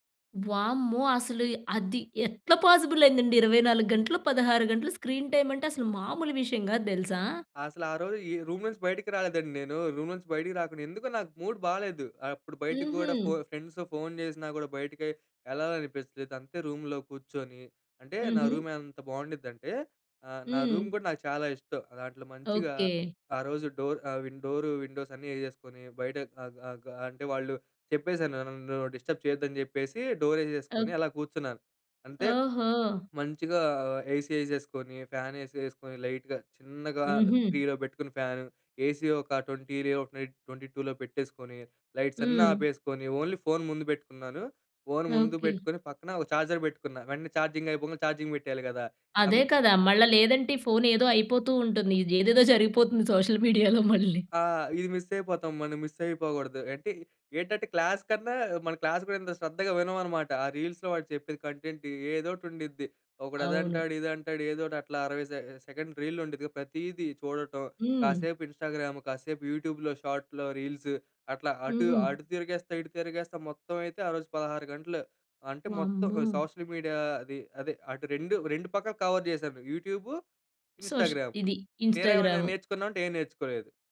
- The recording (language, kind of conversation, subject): Telugu, podcast, సోషల్ మీడియా మీ వినోదపు రుచిని ఎలా ప్రభావితం చేసింది?
- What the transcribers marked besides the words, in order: in English: "పాజిబుల్"; in English: "స్క్రీన్ టైమ్"; in English: "మూడ్"; in English: "ఫ్రెండ్స్‌తో"; in English: "డోర్"; in English: "డోర్ విండోస్"; in English: "డిస్టర్బ్"; in English: "డోర్"; in English: "లైట్‌గా"; in English: "త్రీలో"; in English: "ట్వంటీ"; in English: "నైట్ ట్వంటీ టూలో"; in English: "లైట్స్"; in English: "ఓన్లీ"; in English: "సోషల్ మీడియాలో"; chuckle; in English: "మిస్"; in English: "మిస్"; in English: "క్లాస్"; in English: "క్లాస్"; in English: "రీల్స్‌లో"; in English: "కంటెంట్"; in English: "సె సెకండ్ రీల్"; in English: "ఇన్స్టాగ్రామ్"; in English: "యూట్యూబ్‌లో షార్ట్స్‌లో, రీల్స్"; in English: "సోషల్ మీడియా"; in English: "కవర్"; in English: "యూట్యూబ్, ఇన్స్టాగ్రామ్"